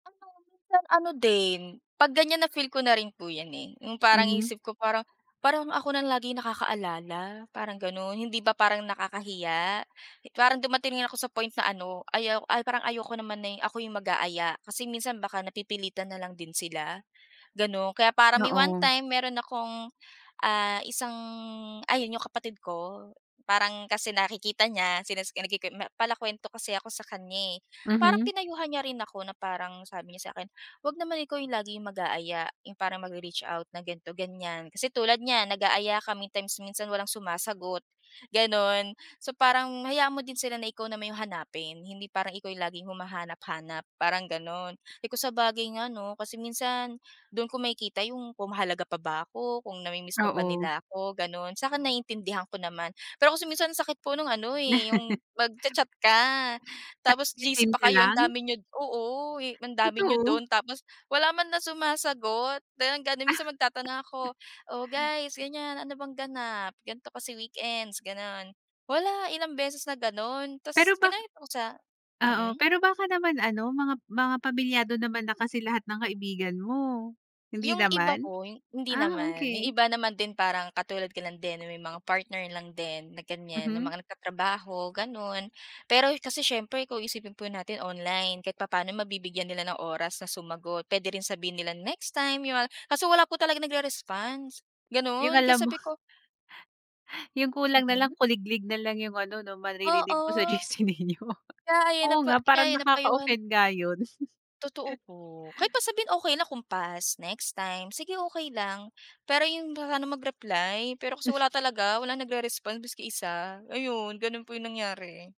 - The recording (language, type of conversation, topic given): Filipino, podcast, Paano mo pinananatili ang ugnayan sa mga kaibigang malalayo?
- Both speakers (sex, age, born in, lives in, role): female, 25-29, Philippines, Philippines, guest; female, 30-34, Philippines, Philippines, host
- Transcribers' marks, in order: tapping; chuckle; chuckle; chuckle; laughing while speaking: "ninyo"; chuckle